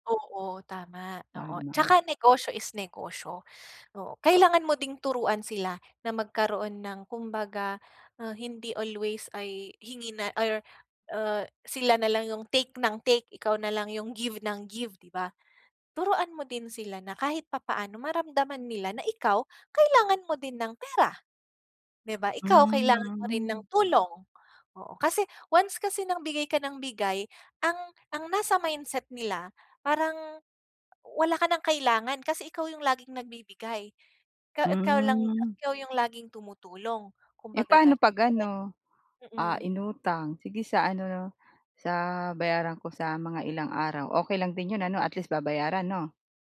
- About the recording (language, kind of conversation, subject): Filipino, advice, Paano ko pamamahalaan at palalaguin ang pera ng aking negosyo?
- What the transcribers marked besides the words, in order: none